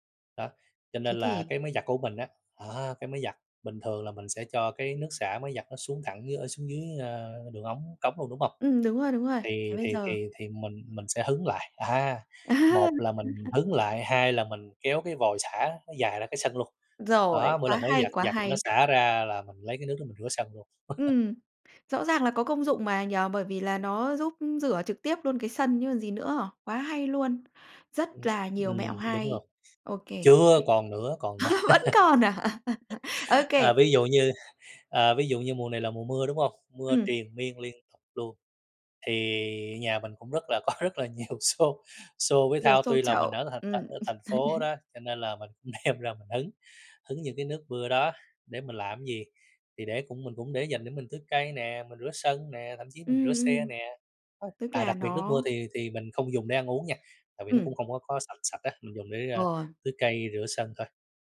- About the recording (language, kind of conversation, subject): Vietnamese, podcast, Bạn có những mẹo nào để tiết kiệm nước trong sinh hoạt hằng ngày?
- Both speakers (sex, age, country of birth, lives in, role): female, 35-39, Vietnam, Vietnam, host; male, 35-39, Vietnam, Vietnam, guest
- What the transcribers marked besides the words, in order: laughing while speaking: "À"; laugh; laughing while speaking: "nữa"; laugh; other noise; other background noise; laugh; laughing while speaking: "có"; laughing while speaking: "nhiều xô"; laughing while speaking: "đem"; laugh